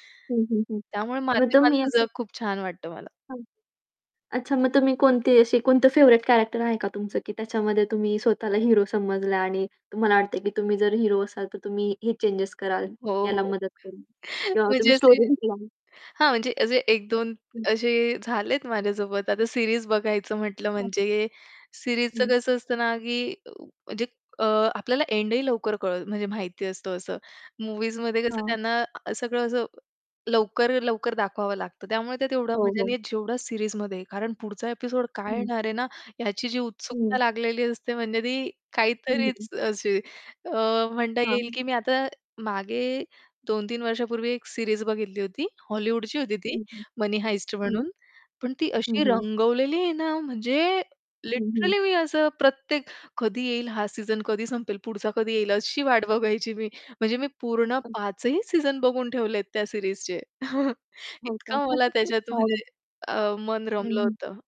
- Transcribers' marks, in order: tapping; distorted speech; in English: "फेव्हरेट कॅरेक्टर"; other background noise; chuckle; laughing while speaking: "म्हणजे असे"; in English: "स्टोरी"; in English: "सीरीज"; in English: "सीरीजचं"; static; in English: "सीरीजमध्ये"; in English: "ॲपिसोड"; in English: "सीरीज"; in English: "लिटरली"; in English: "सीरीजचे"; chuckle; unintelligible speech
- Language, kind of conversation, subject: Marathi, podcast, तुला माध्यमांच्या जगात हरवायला का आवडते?